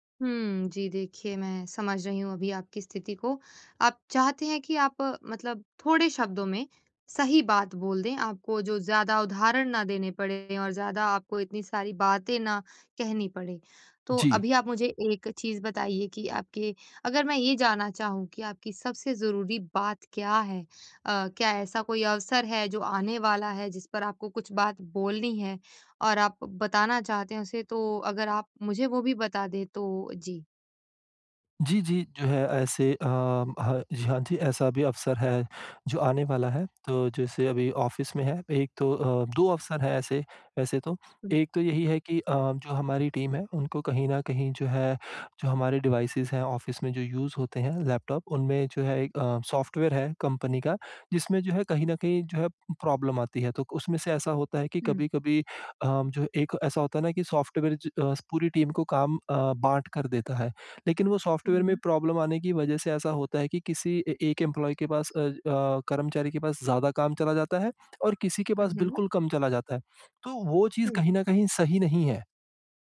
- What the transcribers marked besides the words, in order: in English: "ऑफ़िस"; in English: "टीम"; in English: "डिवाइसेस"; in English: "ऑफ़िस"; in English: "यूज़"; in English: "प्रॉब्लम"; in English: "टीम"; in English: "प्रॉब्लम"; in English: "एम्प्लॉयी"
- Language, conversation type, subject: Hindi, advice, मैं अपनी बात संक्षेप और स्पष्ट रूप से कैसे कहूँ?